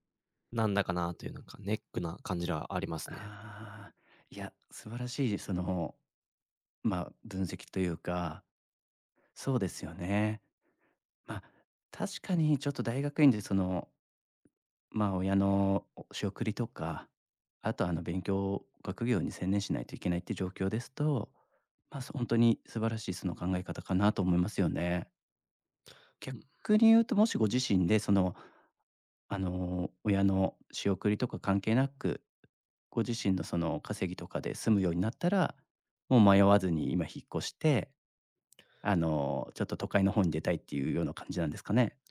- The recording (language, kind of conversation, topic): Japanese, advice, 引っ越して新しい街で暮らすべきか迷っている理由は何ですか？
- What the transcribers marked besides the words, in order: none